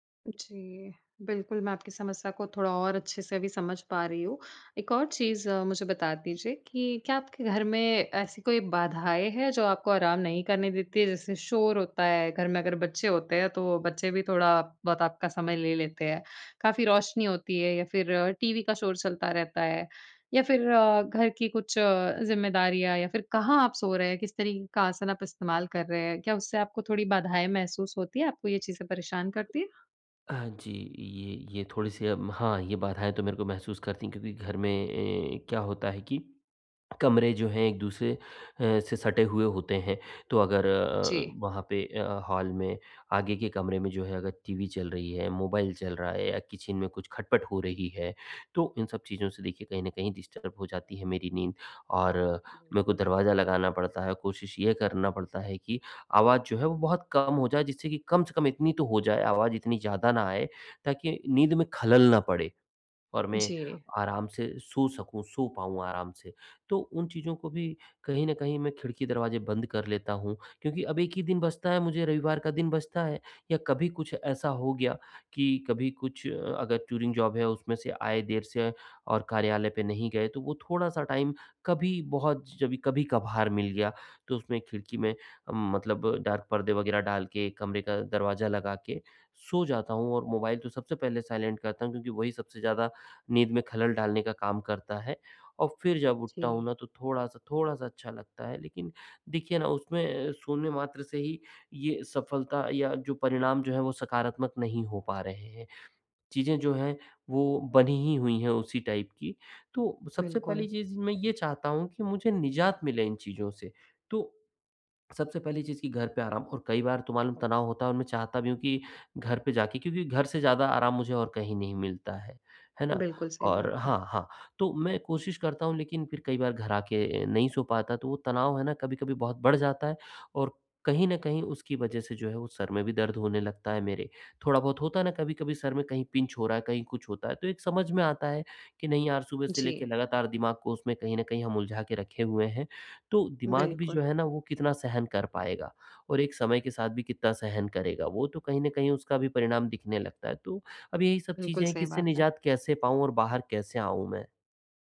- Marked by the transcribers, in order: in English: "हॉल"; in English: "किचन"; in English: "डिस्टर्ब"; in English: "टूरिंग जॉब"; in English: "टाइम"; in English: "डार्क"; in English: "साइलेंट"; in English: "टाइप"; in English: "पिंच"
- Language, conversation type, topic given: Hindi, advice, मैं घर पर आराम करके अपना तनाव कैसे कम करूँ?